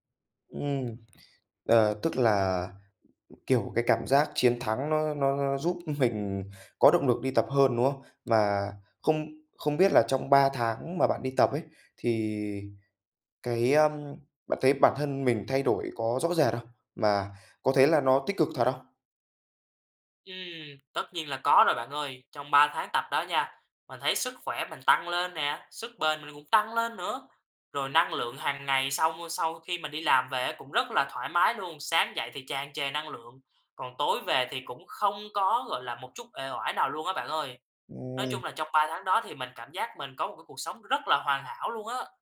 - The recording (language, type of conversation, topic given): Vietnamese, advice, Vì sao bạn bị mất động lực tập thể dục đều đặn?
- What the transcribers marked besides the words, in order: tapping; laughing while speaking: "mình"